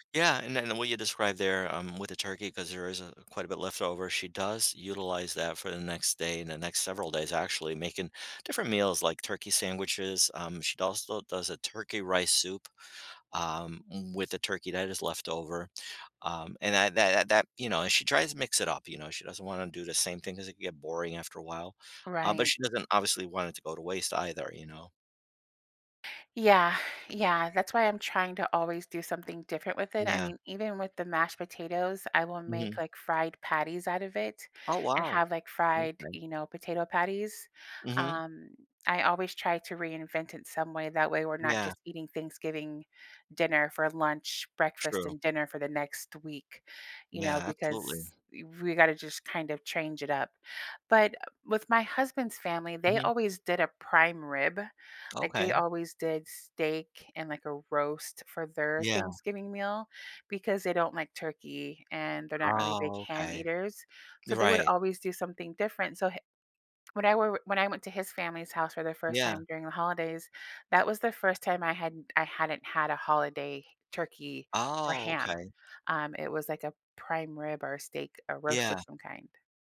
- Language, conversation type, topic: English, unstructured, How can I understand why holidays change foods I crave or avoid?
- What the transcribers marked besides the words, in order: other background noise; sigh